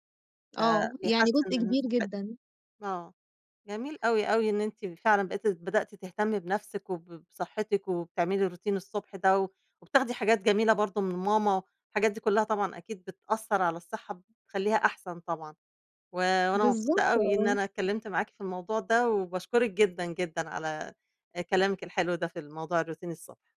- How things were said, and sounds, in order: in English: "روتين"; in English: "الروتين"
- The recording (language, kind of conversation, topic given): Arabic, podcast, إزاي بيكون روتينك الصحي الصبح؟